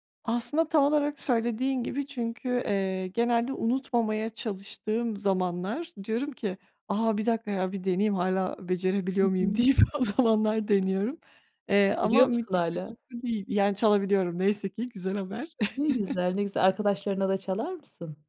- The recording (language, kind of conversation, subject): Turkish, podcast, Büyürken evde en çok hangi müzikler çalardı?
- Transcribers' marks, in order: other background noise; laughing while speaking: "deyip o zamanlar"; tapping; chuckle